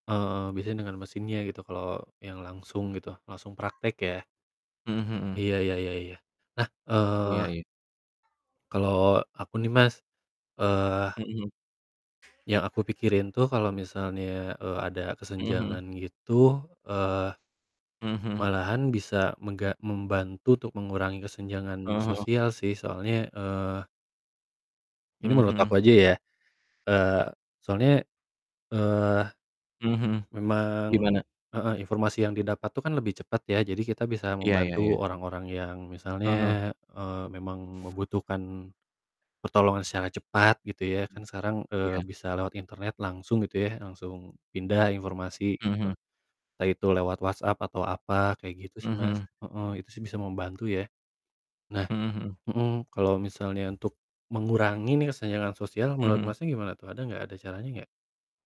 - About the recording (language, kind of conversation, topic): Indonesian, unstructured, Bagaimana menurutmu teknologi dapat memperburuk kesenjangan sosial?
- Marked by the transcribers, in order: other background noise; static